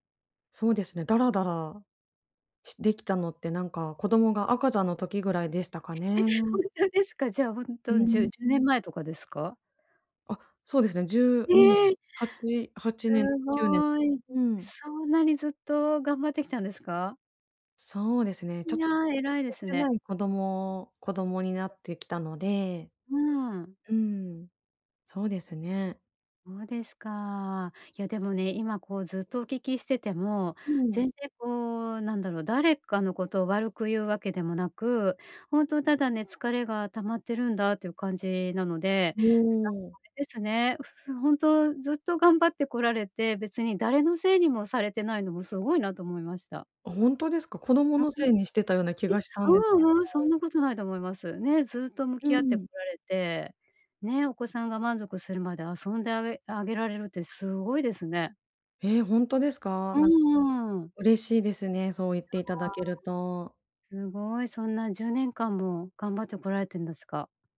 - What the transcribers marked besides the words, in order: laugh; laughing while speaking: "ほんとですか？"
- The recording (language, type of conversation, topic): Japanese, advice, どうすればエネルギーとやる気を取り戻せますか？